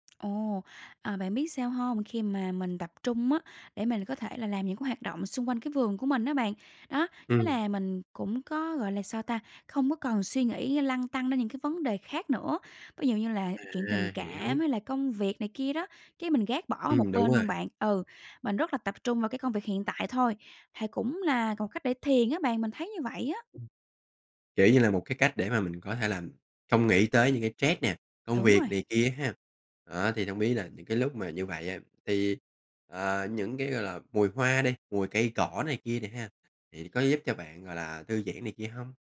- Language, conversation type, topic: Vietnamese, podcast, Bạn kết nối với thiên nhiên như thế nào khi bị căng thẳng?
- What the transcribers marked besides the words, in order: tapping; "stress" said as "trét"